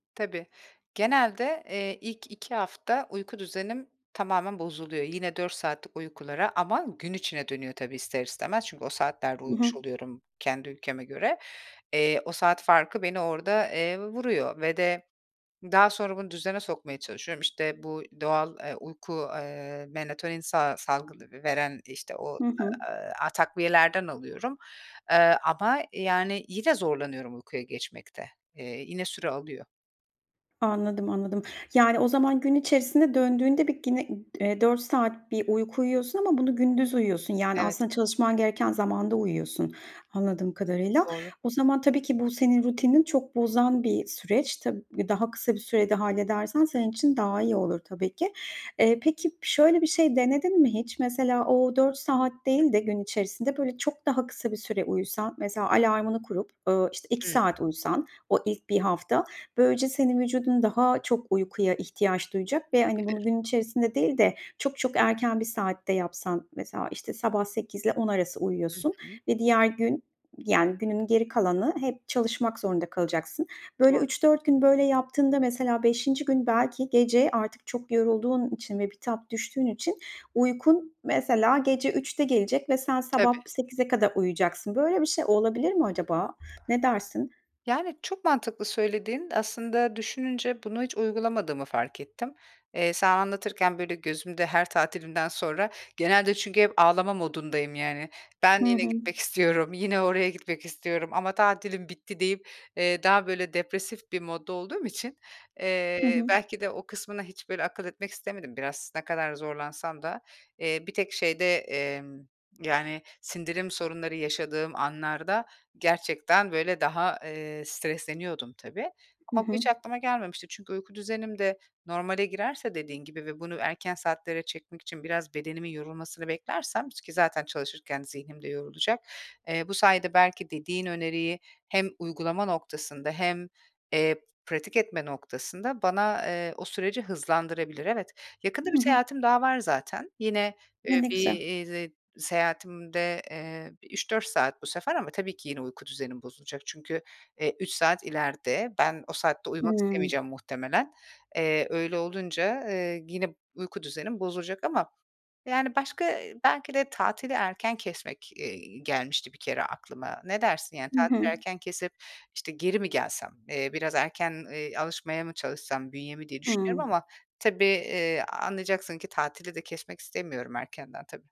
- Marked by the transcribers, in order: tapping; other background noise; "melatonin" said as "menatonin"
- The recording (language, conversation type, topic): Turkish, advice, Tatillerde veya seyahatlerde rutinlerini korumakta neden zorlanıyorsun?
- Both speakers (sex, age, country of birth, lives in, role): female, 40-44, Turkey, Malta, advisor; female, 40-44, Turkey, Portugal, user